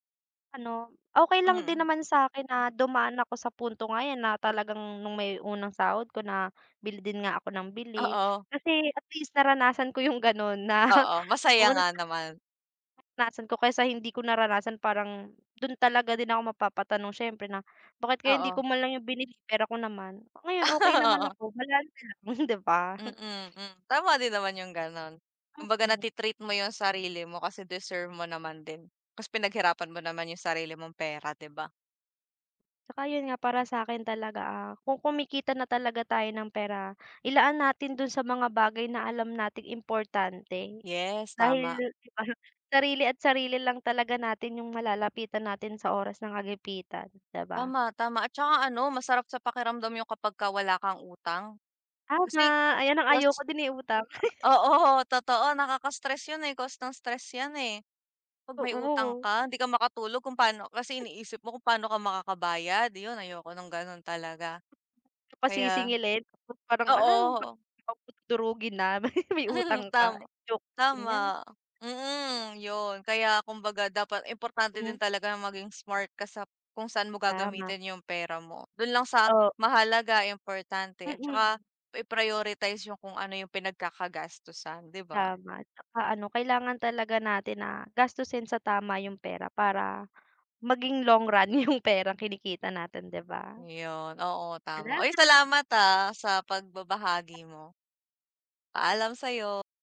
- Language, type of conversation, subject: Filipino, unstructured, Ano ang unang bagay na binili mo gamit ang sarili mong pera?
- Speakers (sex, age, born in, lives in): female, 20-24, Philippines, Philippines; female, 25-29, Philippines, Philippines
- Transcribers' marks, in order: chuckle; unintelligible speech; laugh; unintelligible speech; laugh; unintelligible speech; laugh; in English: "long run"